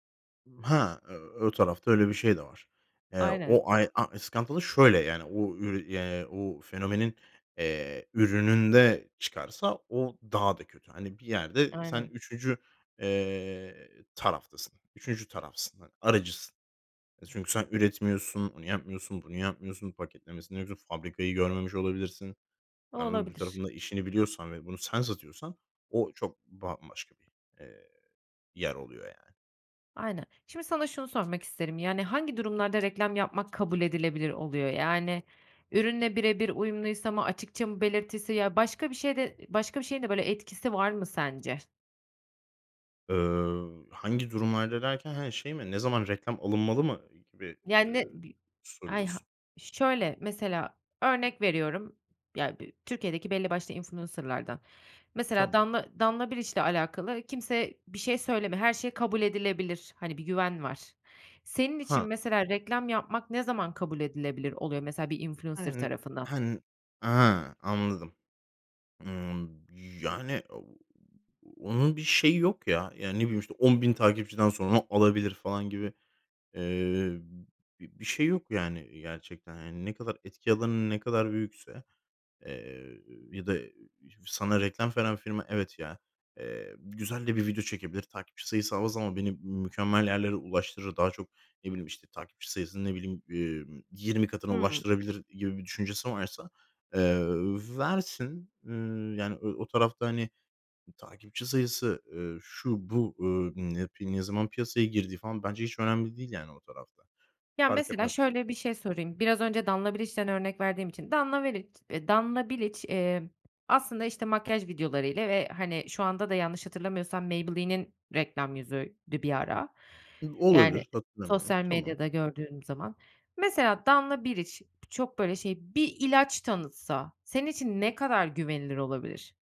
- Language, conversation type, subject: Turkish, podcast, Influencerlar reklam yaptığında güvenilirlikleri nasıl etkilenir?
- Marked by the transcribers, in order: tapping; other background noise; in English: "influencer'lardan"; in English: "influencer"; unintelligible speech; other noise; "Biliç" said as "Biriç"